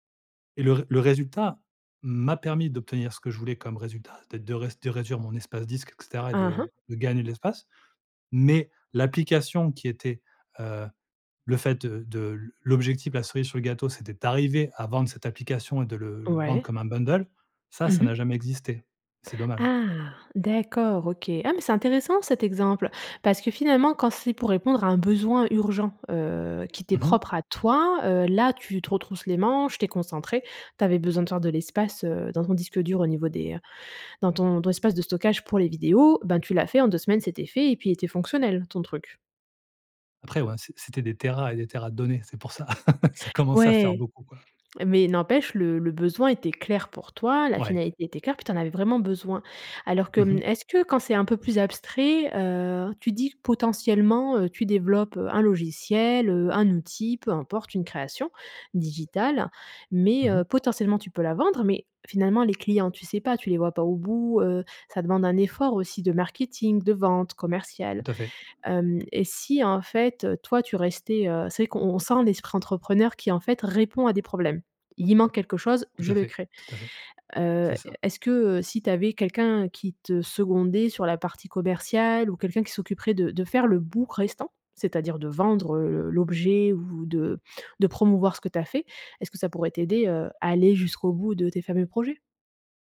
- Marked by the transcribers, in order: in English: "bundle"; laugh
- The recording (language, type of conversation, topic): French, advice, Comment surmonter mon perfectionnisme qui m’empêche de finir ou de partager mes œuvres ?